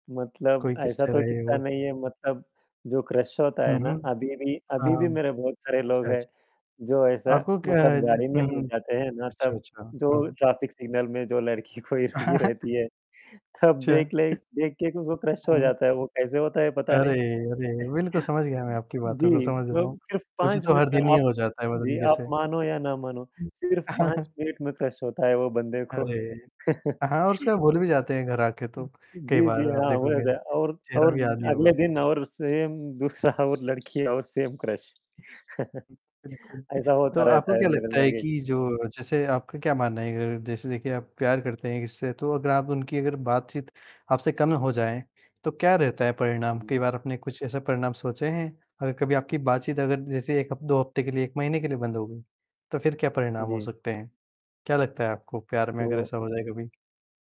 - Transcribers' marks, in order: static; in English: "क्रश"; in English: "ट्रैफिक सिग्नल"; chuckle; laughing while speaking: "कोई रुकी रहती है"; tapping; distorted speech; in English: "क्रश"; chuckle; other noise; chuckle; in English: "क्रश"; chuckle; other background noise; chuckle; in English: "सेम"; laughing while speaking: "दूसरा"; in English: "सेम क्रश"; chuckle
- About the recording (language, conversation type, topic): Hindi, unstructured, लंबे समय तक प्यार बनाए रखने का रहस्य क्या है?
- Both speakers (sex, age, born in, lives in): male, 20-24, India, India; male, 30-34, India, India